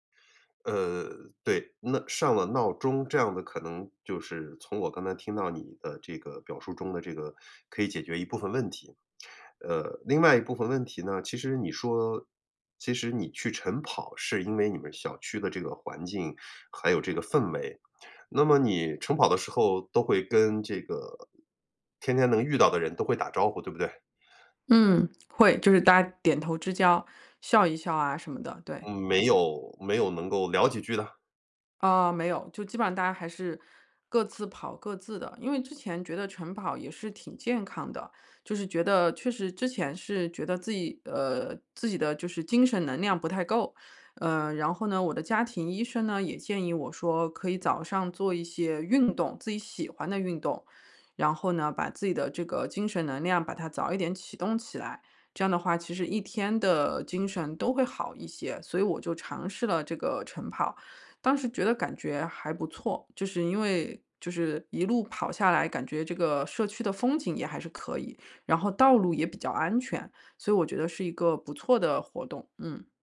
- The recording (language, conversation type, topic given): Chinese, advice, 为什么早起并坚持晨间习惯对我来说这么困难？
- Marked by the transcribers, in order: other background noise; "能量" said as "能酿"; "能量" said as "能酿"